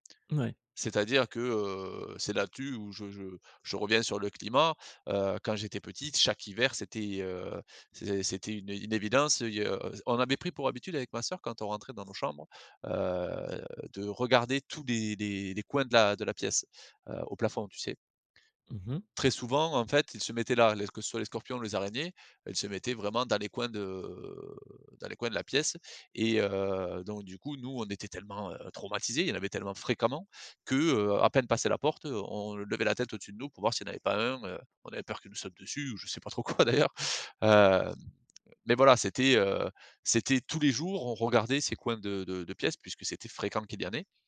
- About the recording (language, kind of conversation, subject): French, podcast, Que penses-tu des saisons qui changent à cause du changement climatique ?
- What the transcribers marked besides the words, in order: tapping; drawn out: "heu"; drawn out: "de"; laughing while speaking: "je sais pas trop quoi d'ailleurs"